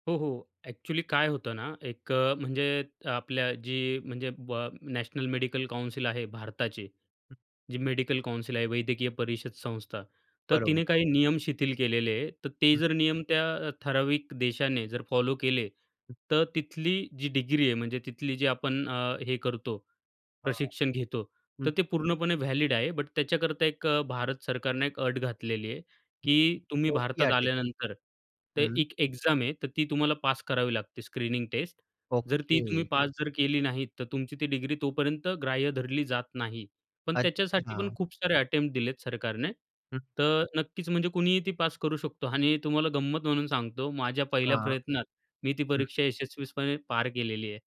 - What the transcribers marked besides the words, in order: other noise; other background noise; in English: "व्हॅलिड"; in English: "एक्झाम"; in English: "अटेम्प्ट"; "यशस्वीपणे" said as "यशसस्वीपणे"
- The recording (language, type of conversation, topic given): Marathi, podcast, परदेशात तुम्हाला अशी कोणती शिकवण मिळाली जी आजही तुमच्या उपयोगी पडते?